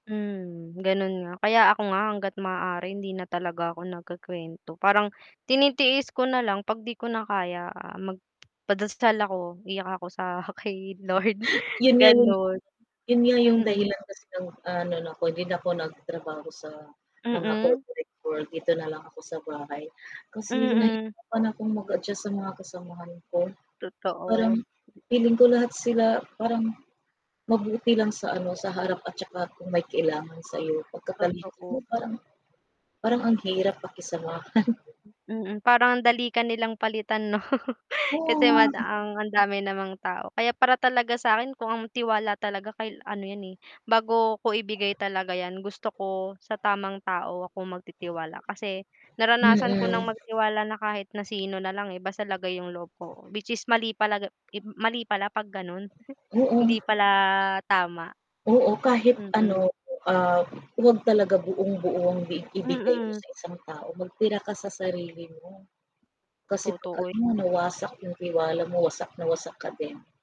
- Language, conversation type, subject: Filipino, unstructured, Ano ang epekto ng pagtitiwala sa ating mga relasyon?
- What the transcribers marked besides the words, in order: chuckle; mechanical hum; laughing while speaking: "Lord"; static; in English: "corporate world"; laughing while speaking: "pakisamahan"; laughing while speaking: "'no"; chuckle